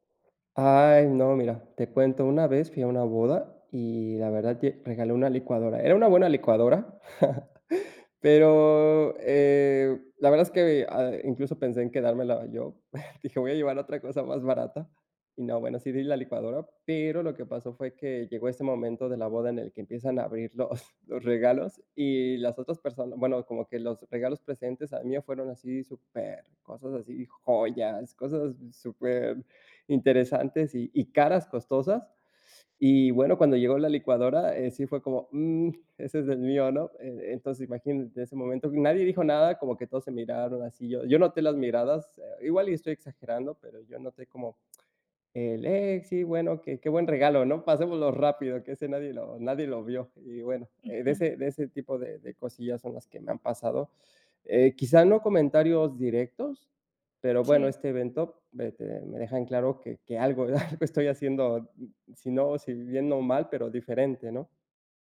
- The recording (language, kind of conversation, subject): Spanish, advice, ¿Cómo puedo manejar la presión social de comprar regalos costosos en eventos?
- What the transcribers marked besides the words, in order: chuckle; chuckle; chuckle; other noise; chuckle